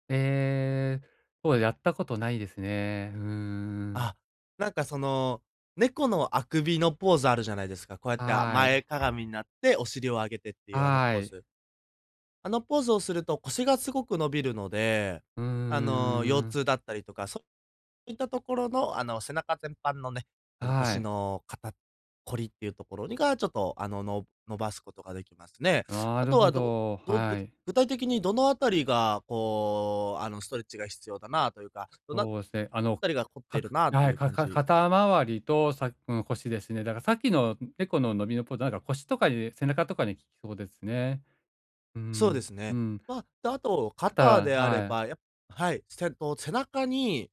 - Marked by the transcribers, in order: none
- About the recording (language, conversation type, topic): Japanese, advice, 日常の合間に短時間でできて、すぐに緊張をほぐす方法を教えていただけますか？